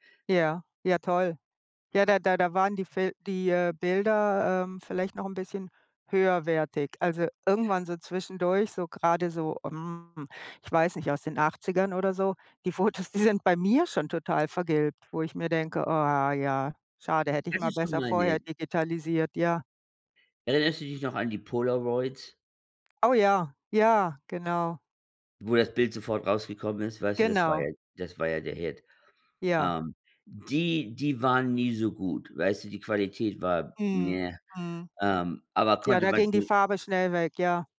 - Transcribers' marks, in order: laughing while speaking: "Fotos"; stressed: "mir"; disgusted: "ne"
- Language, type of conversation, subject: German, unstructured, Welche Rolle spielen Fotos in deinen Erinnerungen?